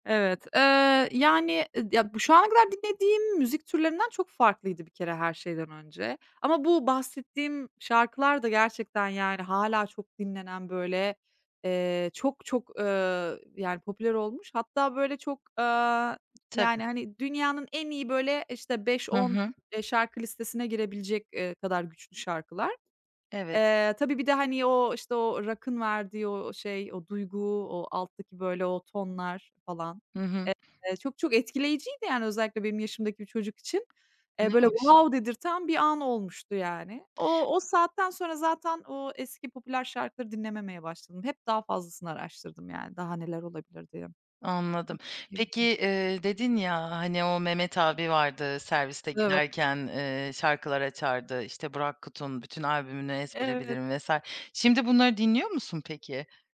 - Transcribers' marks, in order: other background noise; in English: "wow"; tapping; unintelligible speech
- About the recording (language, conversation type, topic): Turkish, podcast, Müzik zevkinde zamanla ne gibi değişiklikler oldu, somut bir örnek verebilir misin?